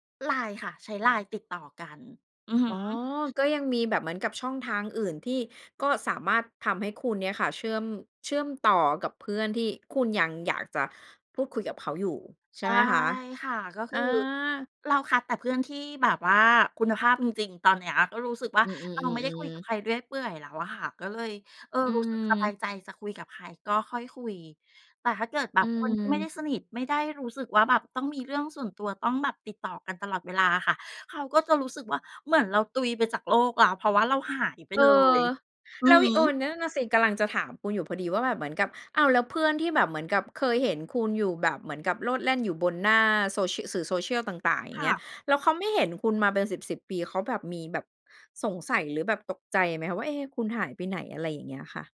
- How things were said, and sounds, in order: background speech
- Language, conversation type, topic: Thai, podcast, คุณเคยทำดีท็อกซ์ดิจิทัลไหม แล้วเป็นยังไง?